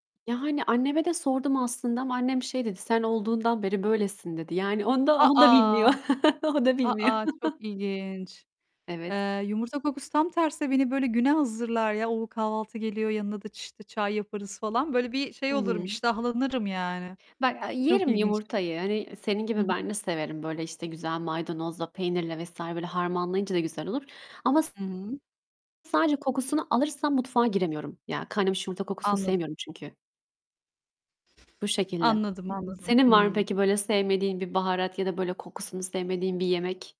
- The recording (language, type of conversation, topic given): Turkish, unstructured, Kokusu seni en çok rahatsız eden yemek hangisi?
- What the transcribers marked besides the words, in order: tapping; static; laughing while speaking: "onda, onu da bilmiyor. O da bilmiyor"; distorted speech; chuckle; other background noise